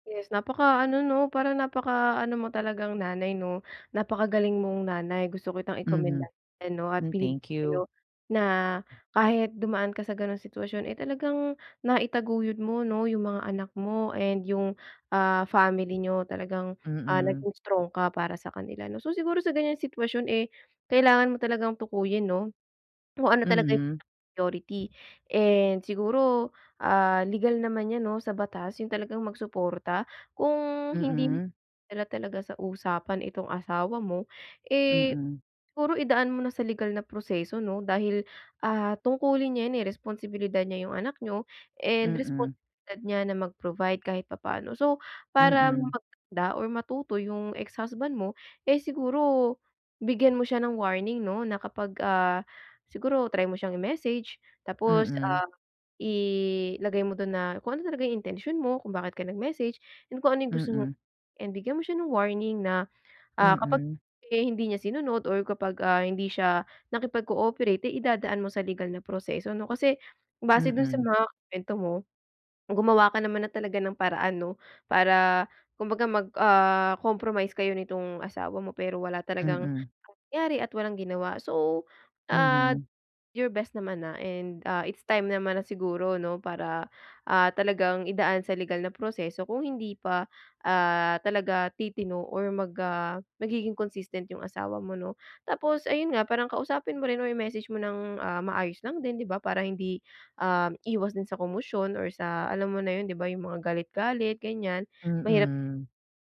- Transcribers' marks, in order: swallow; other background noise; tapping; swallow
- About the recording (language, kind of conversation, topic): Filipino, advice, Paano kami makakahanap ng kompromiso sa pagpapalaki ng anak?